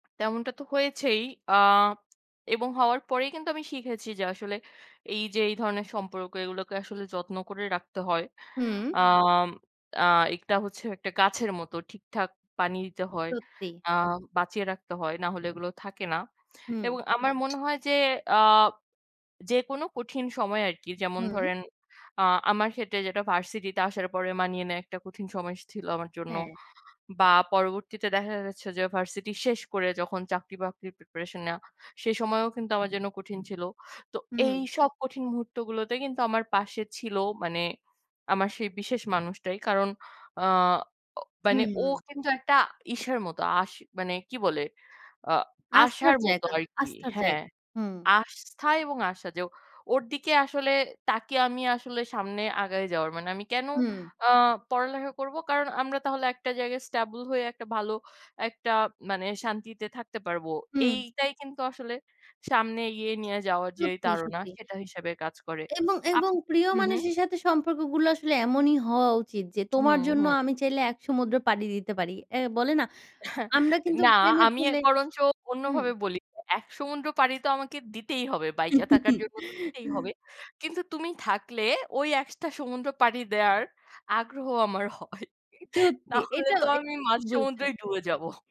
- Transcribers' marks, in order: tapping; in English: "varsity"; in English: "varsity"; in English: "stable"; scoff; laugh; laughing while speaking: "আগ্রহ আমার হয়। নাহলে তো আমি মাঝ সমুদ্রেই ডুবে যাবো"; laughing while speaking: "সত্যি। এটাও ঠিক বলেছেন"; unintelligible speech
- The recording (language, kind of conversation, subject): Bengali, unstructured, আপনি কি আপনার জীবনের রোমান্টিক গল্প শেয়ার করতে পারেন?
- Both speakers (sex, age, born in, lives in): female, 20-24, Bangladesh, Bangladesh; female, 25-29, Bangladesh, Bangladesh